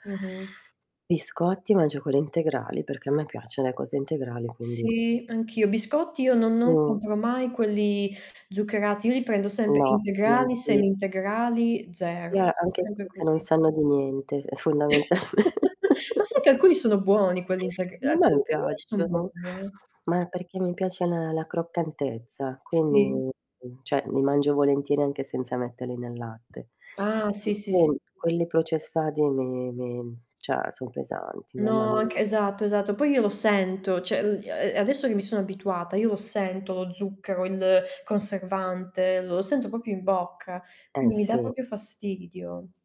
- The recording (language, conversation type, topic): Italian, unstructured, Come scegli i pasti quotidiani per sentirti pieno di energia?
- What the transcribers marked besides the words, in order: tapping; other background noise; "sempre" said as "sempe"; distorted speech; chuckle; drawn out: "quindi"; "cioè" said as "ceh"; "metterli" said as "mettelli"; "cioè" said as "ceh"; "cioè" said as "ceh"; "proprio" said as "popio"; "proprio" said as "popio"